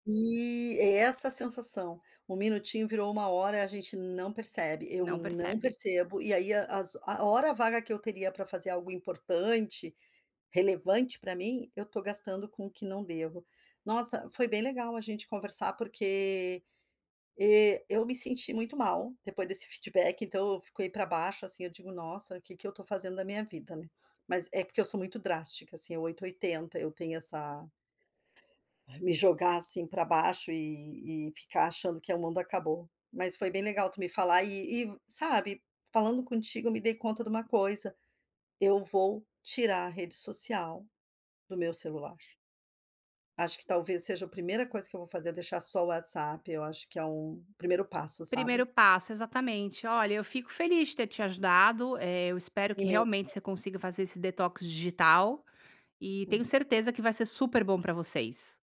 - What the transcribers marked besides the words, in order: unintelligible speech
- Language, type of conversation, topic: Portuguese, advice, Como posso reduzir o uso do celular e criar mais tempo sem telas?